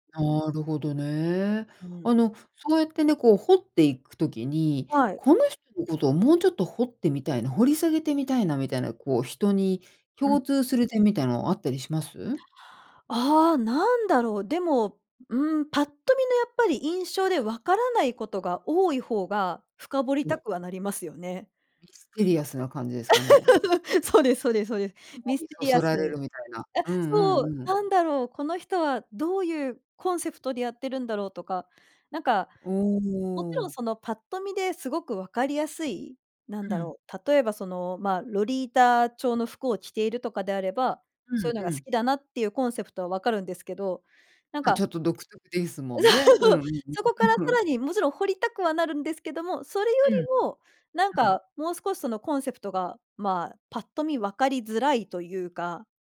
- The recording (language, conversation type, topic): Japanese, podcast, 共通点を見つけるためには、どのように会話を始めればよいですか?
- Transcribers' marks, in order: laugh; laughing while speaking: "そう"; chuckle